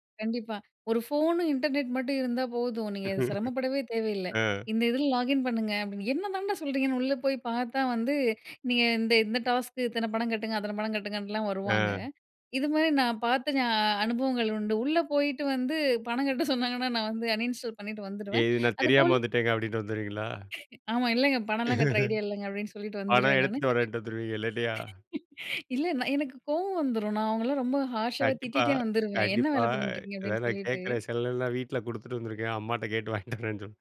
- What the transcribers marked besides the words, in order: laugh; in English: "டாஸ்க்கு"; chuckle; in English: "அன்இன்ஸ்டால்"; laughing while speaking: "எ சேரி, தெரியாம வந்துட்டேங்க அப்படின்னு வந்துருவீங்களா?"; other noise; laughing while speaking: "ஆமா. இல்லைங்க பணம்லாம் கட்டுற ஐடியா … இருக்கீங்க? அப்படின்னு சொல்லிட்டு"; laughing while speaking: "பணம் எடுத்துட்டு வரேன்ட்டு வந்துருவீங்க இல்லலையா?"; in English: "ஹார்ஷாவே"; laughing while speaking: "கண்டிப்பா, கண்டிப்பா. ஏதாவது கேட்குறேன் செல … வாங்கிட்டு வரேன்னு சொல்லி"
- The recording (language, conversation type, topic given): Tamil, podcast, மோசடி தகவல்களை வேகமாக அடையாளம் காண உதவும் உங்கள் சிறந்த யோசனை என்ன?